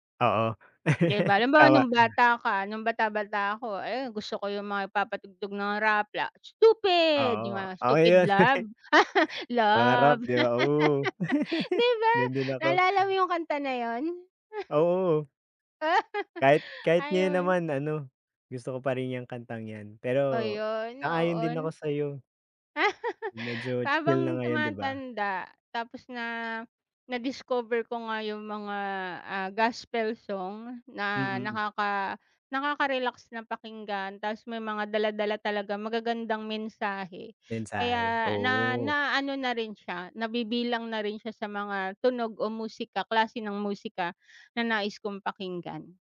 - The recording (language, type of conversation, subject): Filipino, unstructured, Paano ka naaapektuhan ng musika sa araw-araw?
- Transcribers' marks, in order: laugh; laugh; singing: "Stupid"; laugh; chuckle; snort; chuckle; chuckle